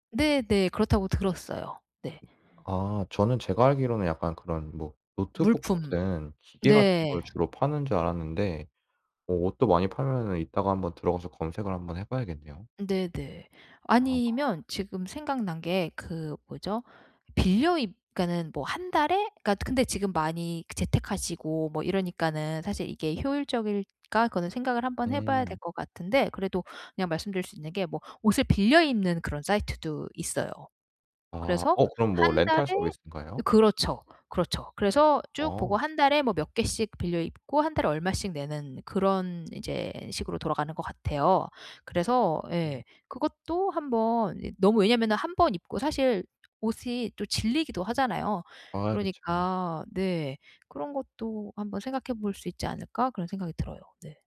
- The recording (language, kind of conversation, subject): Korean, advice, 한정된 예산으로 세련된 옷을 고르는 방법
- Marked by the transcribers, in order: tapping